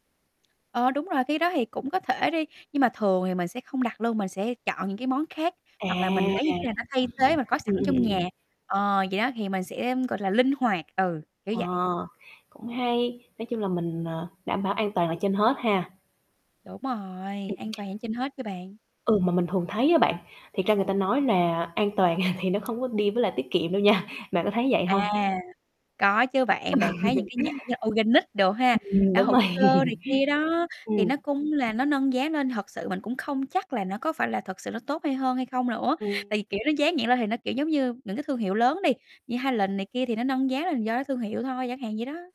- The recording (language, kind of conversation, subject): Vietnamese, podcast, Bí quyết của bạn để mua thực phẩm tươi ngon là gì?
- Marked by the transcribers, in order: tapping; static; other street noise; distorted speech; other background noise; chuckle; laughing while speaking: "nha"; laughing while speaking: "Ừ"; in English: "organic"; laughing while speaking: "rồi"